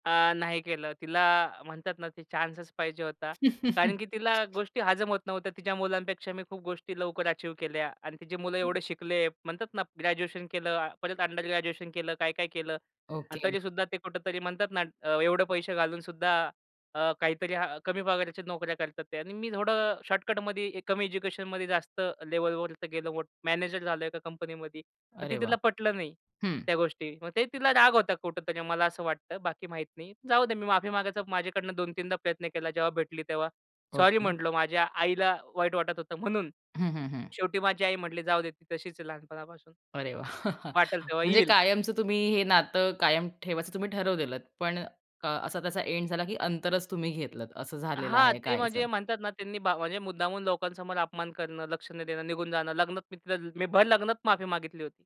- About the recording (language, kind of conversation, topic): Marathi, podcast, रागाच्या भरात तोंडून वाईट शब्द निघाले तर नंतर माफी कशी मागाल?
- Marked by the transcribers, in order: chuckle; other noise; chuckle